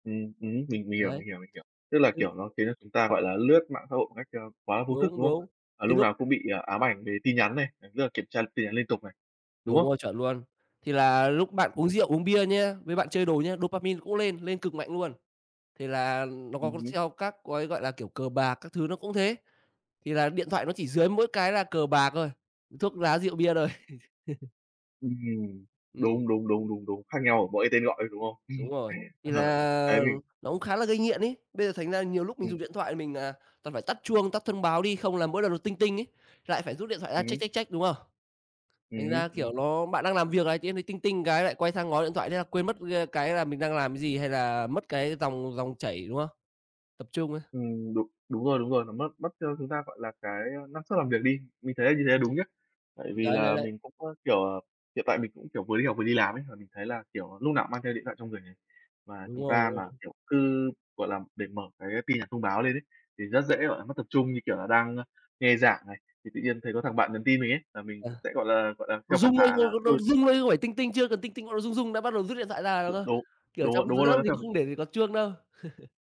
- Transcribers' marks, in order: tapping; unintelligible speech; in English: "dopamine"; laugh; other background noise; laugh; laughing while speaking: "Ờ"; unintelligible speech; chuckle
- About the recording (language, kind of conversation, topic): Vietnamese, unstructured, Làm thế nào điện thoại thông minh ảnh hưởng đến cuộc sống hằng ngày của bạn?